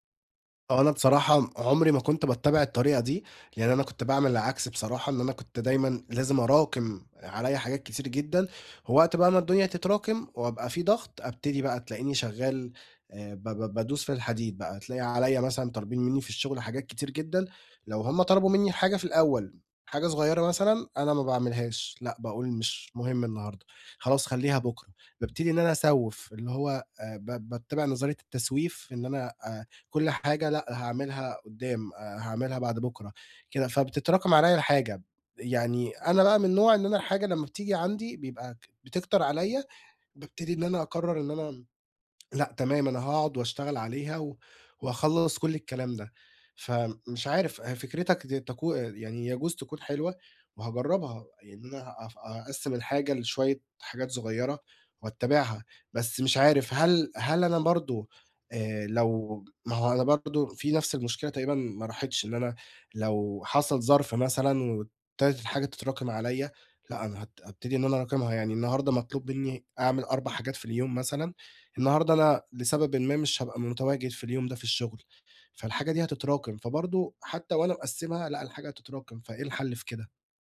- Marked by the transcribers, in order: none
- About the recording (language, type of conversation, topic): Arabic, advice, إزاي أكمّل تقدّمي لما أحس إني واقف ومش بتقدّم؟